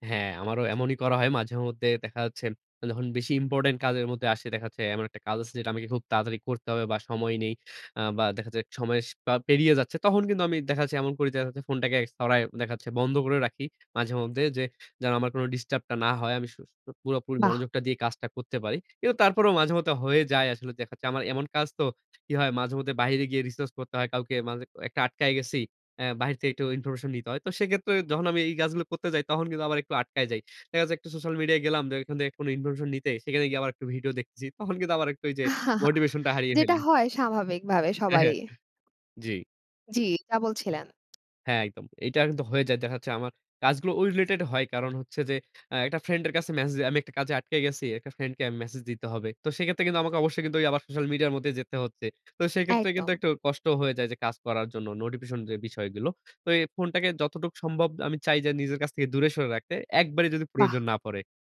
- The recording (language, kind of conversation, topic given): Bengali, podcast, প্রযুক্তি কীভাবে তোমার শেখার ধরন বদলে দিয়েছে?
- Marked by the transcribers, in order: tapping; other background noise; "সরায়" said as "ছরায়"; unintelligible speech; chuckle; "নোটিফিকেশন" said as "নোডিফিশন"